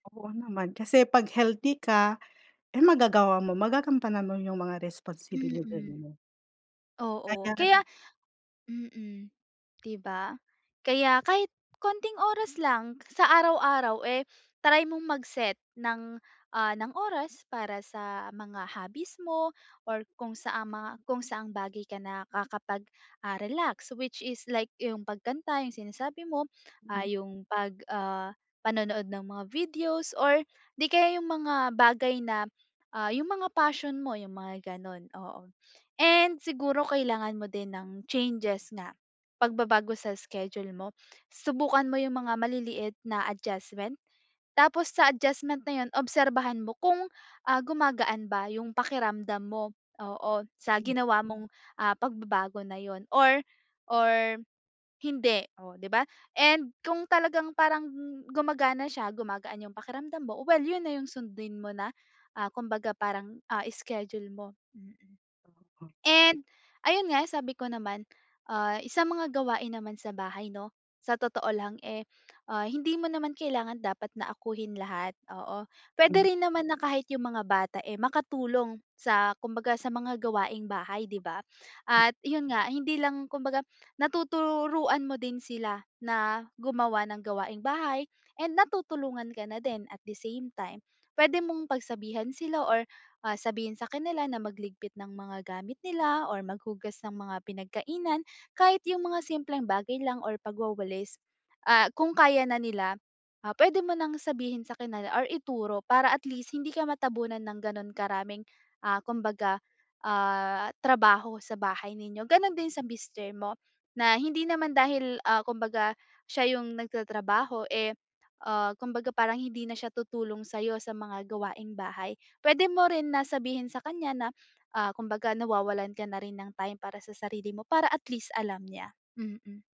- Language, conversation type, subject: Filipino, advice, Paano ko mababalanse ang obligasyon, kaligayahan, at responsibilidad?
- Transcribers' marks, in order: none